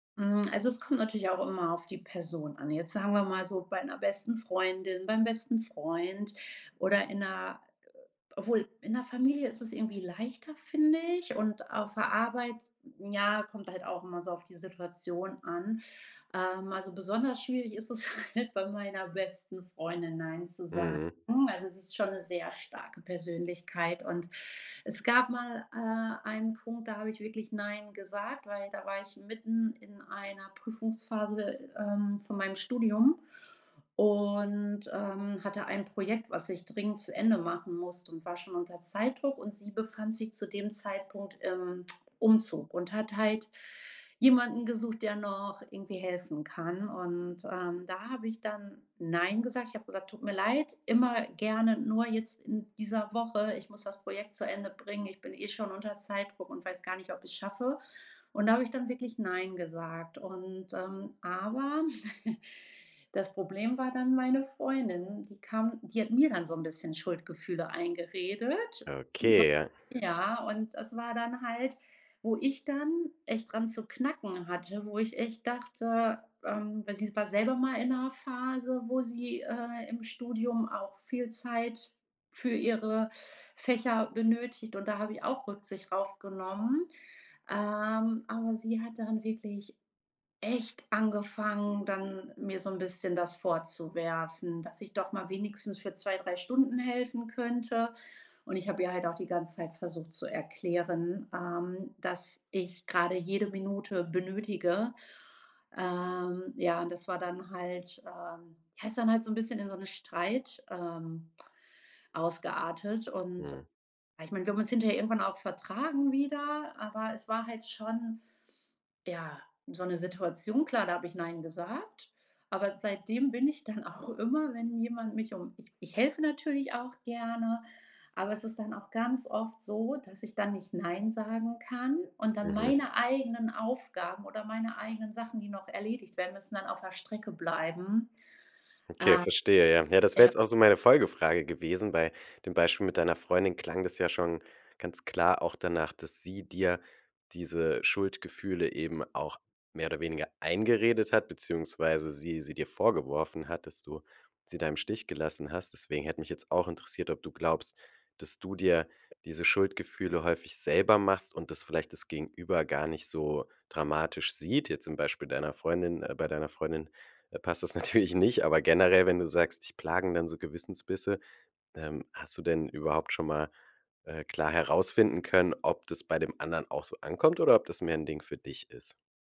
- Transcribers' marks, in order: laughing while speaking: "halt"; chuckle; unintelligible speech; other background noise; laughing while speaking: "natürlich nicht"
- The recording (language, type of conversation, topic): German, advice, Wie kann ich Nein sagen, ohne Schuldgefühle zu haben?